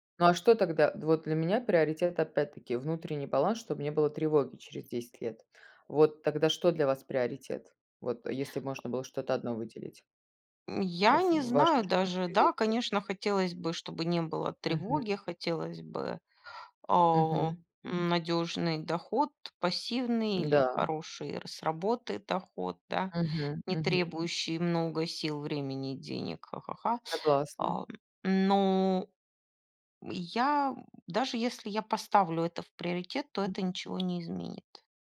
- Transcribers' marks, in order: tapping
- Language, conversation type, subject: Russian, unstructured, Как ты видишь свою жизнь через десять лет?